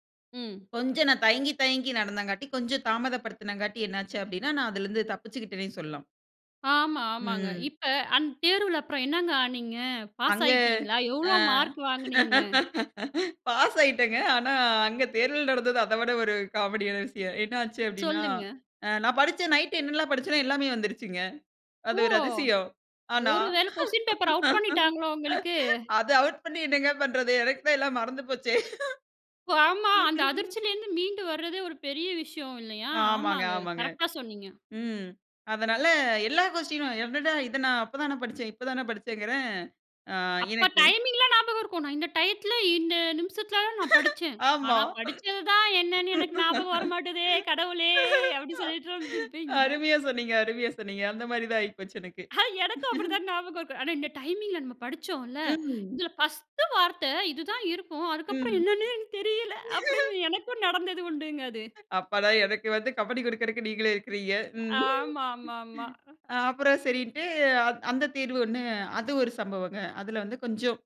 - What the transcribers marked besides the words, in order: laugh; laughing while speaking: "ஆனா, அங்க தேர்தல் நடந்தது அத … எல்லாமே மறந்து போச்சே"; in English: "கொஸ்டின் பேப்பர் அவுட்"; laugh; laugh; laughing while speaking: "அருமையா சொன்னீங்க, அருமையா சொன்னீங்க. அந்த மாரி தான் ஆகிபோச்சு எனக்கு"; laughing while speaking: "எனக்கும் அப்படிதான் ஞாபகம் இருக்கும். ஆனா … நடந்தது உண்டுங்க அது"; other noise; laugh; laughing while speaking: "அப்பாடா! எனக்கு வந்து கம்பனி குடுக்கிறதுக்கு நீங்களும் இருக்கிறீங்க. ம்"; laughing while speaking: "ஆமாமாமா"
- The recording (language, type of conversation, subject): Tamil, podcast, சில நேரங்களில் தாமதம் உயிர்காக்க உதவிய அனுபவம் உங்களுக்குண்டா?